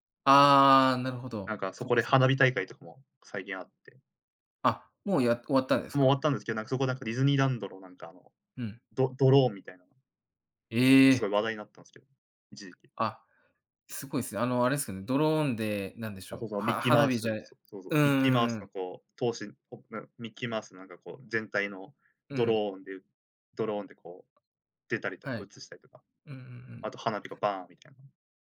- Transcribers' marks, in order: tapping; in English: "ドローン"
- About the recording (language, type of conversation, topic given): Japanese, unstructured, 地域のおすすめスポットはどこですか？